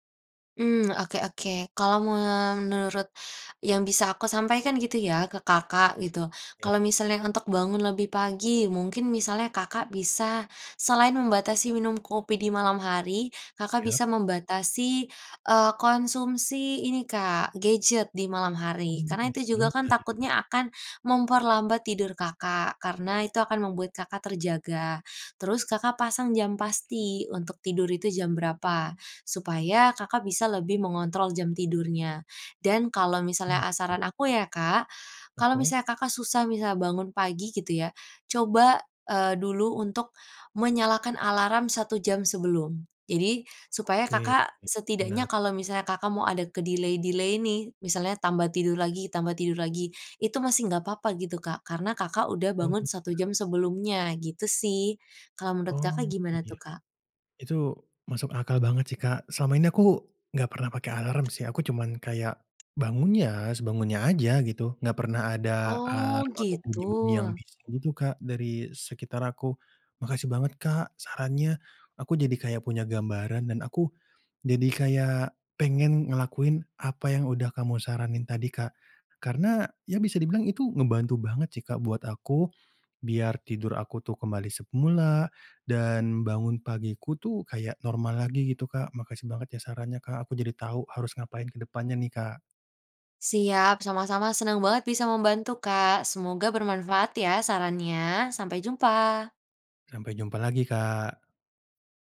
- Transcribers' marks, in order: in English: "ke-delay-delay"; tapping
- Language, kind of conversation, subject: Indonesian, advice, Mengapa saya sulit tidur tepat waktu dan sering bangun terlambat?